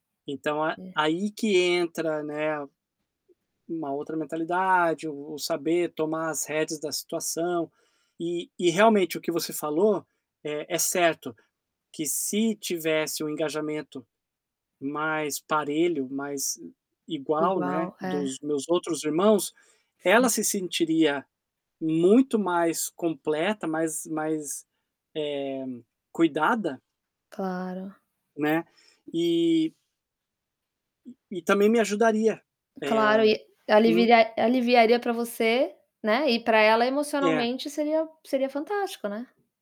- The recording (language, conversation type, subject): Portuguese, advice, Como posso cuidar dos meus pais idosos enquanto trabalho em tempo integral?
- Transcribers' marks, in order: static; tapping; distorted speech